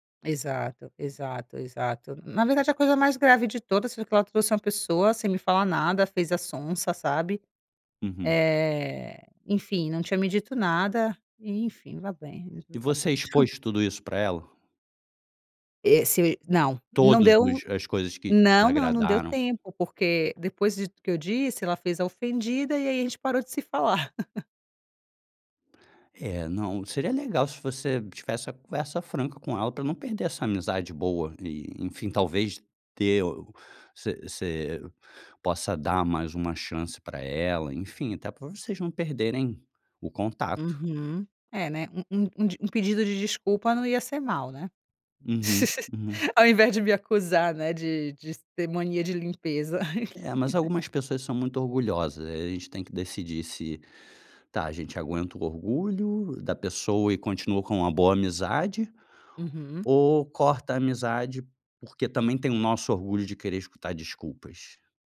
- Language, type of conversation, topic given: Portuguese, advice, Como devo confrontar um amigo sobre um comportamento incômodo?
- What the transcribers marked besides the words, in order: chuckle; laugh; giggle; "ter" said as "ser"; giggle